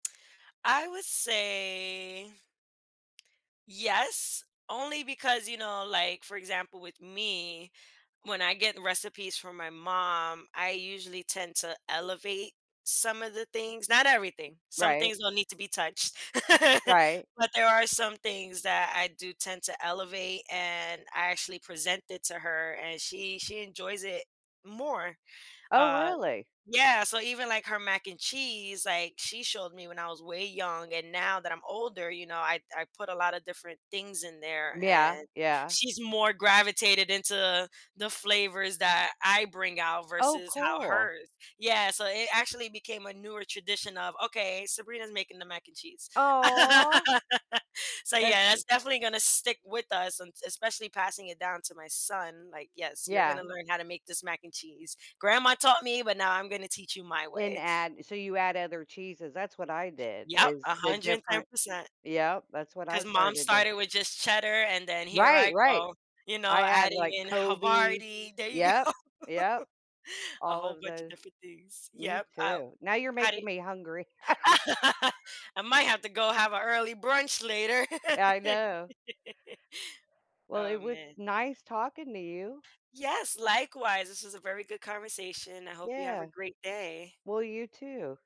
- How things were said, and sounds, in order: drawn out: "say"; tapping; laugh; background speech; laugh; laughing while speaking: "go"; laugh; laugh; laugh; other background noise
- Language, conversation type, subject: English, unstructured, How do food traditions help shape our sense of identity and belonging?
- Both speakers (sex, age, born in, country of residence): female, 30-34, United States, United States; female, 55-59, United States, United States